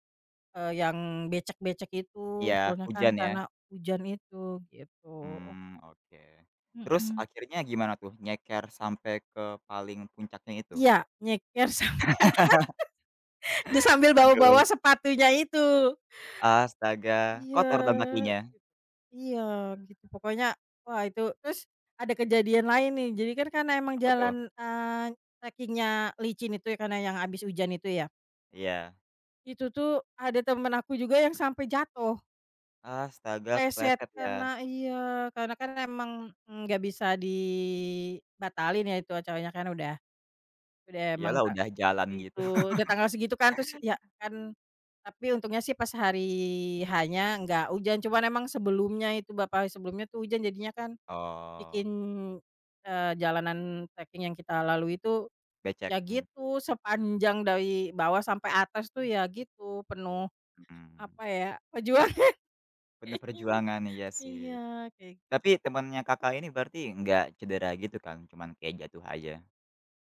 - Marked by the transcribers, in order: laughing while speaking: "sampai"; laugh; chuckle; laughing while speaking: "perjuangan"; chuckle; other background noise
- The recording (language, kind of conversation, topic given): Indonesian, podcast, Bagaimana pengalaman pertama kamu saat mendaki gunung atau berjalan lintas alam?